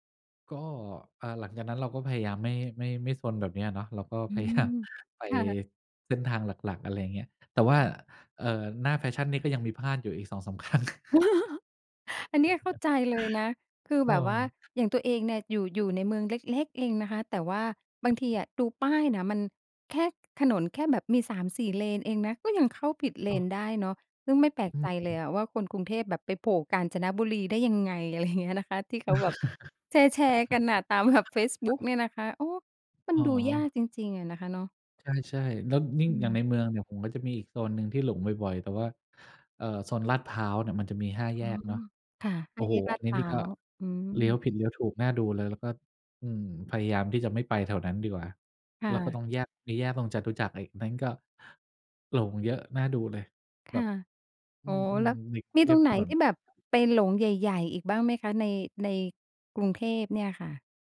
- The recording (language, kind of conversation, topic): Thai, podcast, มีช่วงไหนที่คุณหลงทางแล้วได้บทเรียนสำคัญไหม?
- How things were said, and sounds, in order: laughing while speaking: "พยายาม"; laughing while speaking: "สองสาม ครั้ง"; chuckle; other noise; laughing while speaking: "เงี้ย"; chuckle; unintelligible speech; unintelligible speech